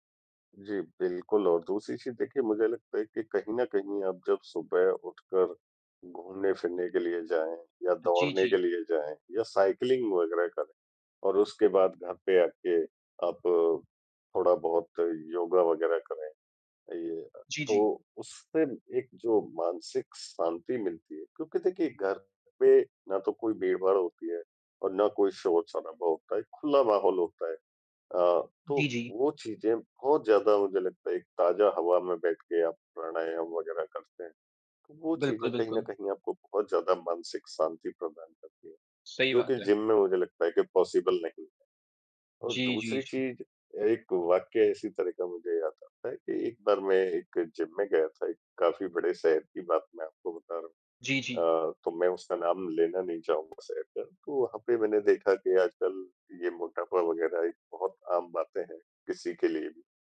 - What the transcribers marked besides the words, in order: in English: "साइक्लिंग"; in English: "पॉसिबल"
- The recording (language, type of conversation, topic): Hindi, unstructured, क्या जिम जाना सच में ज़रूरी है?